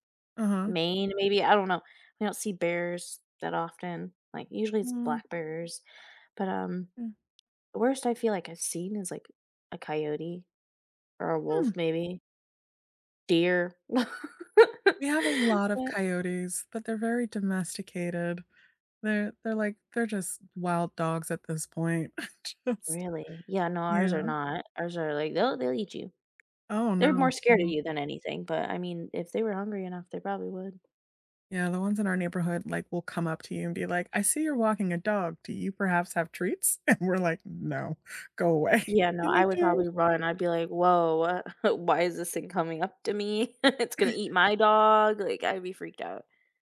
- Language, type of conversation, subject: English, unstructured, What moments in nature have lifted your mood lately?
- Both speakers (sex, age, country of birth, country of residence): female, 25-29, United States, United States; female, 35-39, United States, United States
- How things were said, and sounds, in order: tapping; laugh; laughing while speaking: "I just"; laughing while speaking: "And"; laughing while speaking: "away"; chuckle; laugh